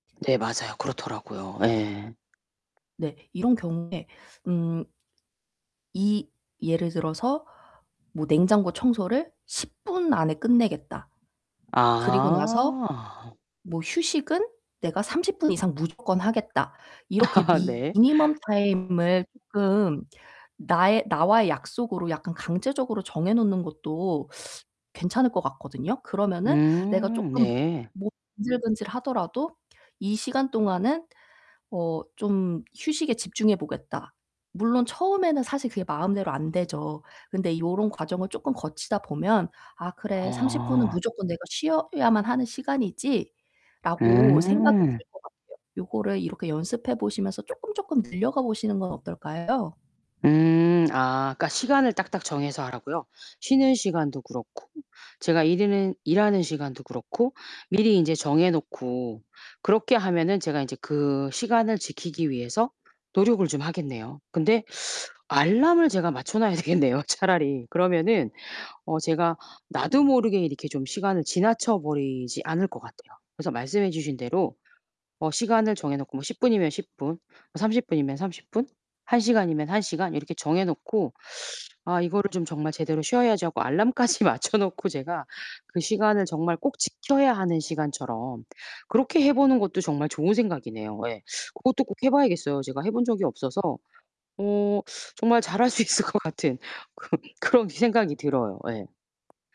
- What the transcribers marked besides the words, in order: other background noise; distorted speech; in English: "미니멈 타임을"; laughing while speaking: "아"; tapping; static; laughing while speaking: "되겠네요"; laughing while speaking: "알람까지 맞춰 놓고"; laughing while speaking: "잘 할 수 있을 것 같은 그런"
- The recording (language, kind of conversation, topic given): Korean, advice, 휴식 시간을 잘 보내기 어려운 이유는 무엇이며, 더 잘 즐기려면 어떻게 해야 하나요?